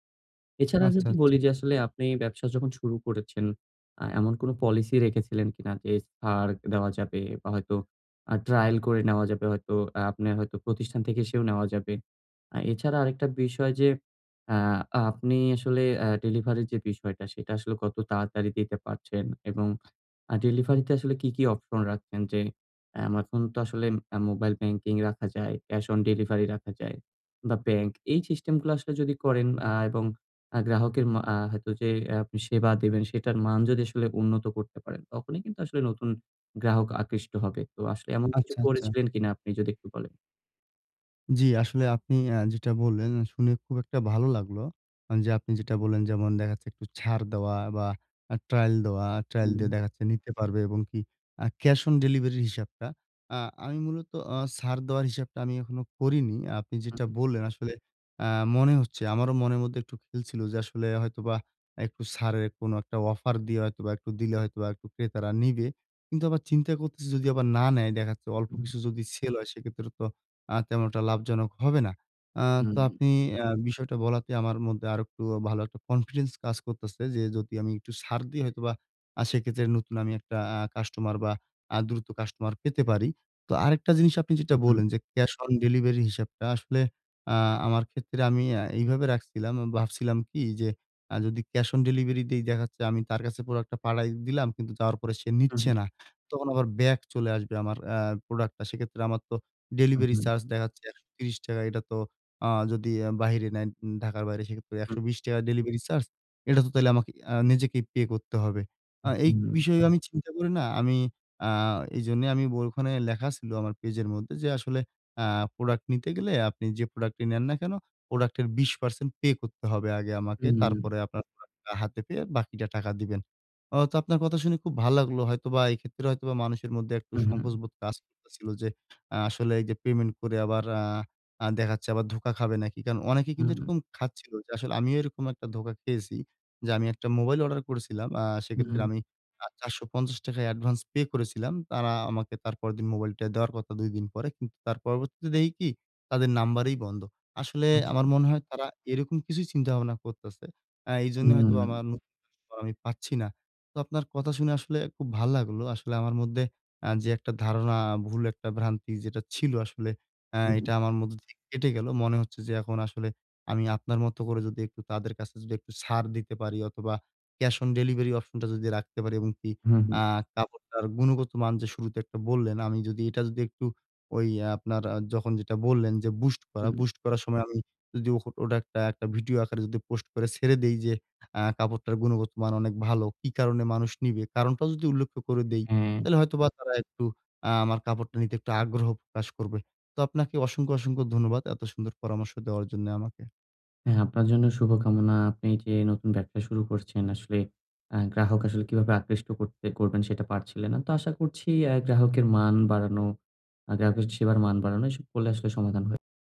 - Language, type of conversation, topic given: Bengali, advice, আমি কীভাবে দ্রুত নতুন গ্রাহক আকর্ষণ করতে পারি?
- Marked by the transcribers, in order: in English: "trial"; in English: "trial"; in English: "trial"; tapping; unintelligible speech; in English: "boost"; in English: "boost"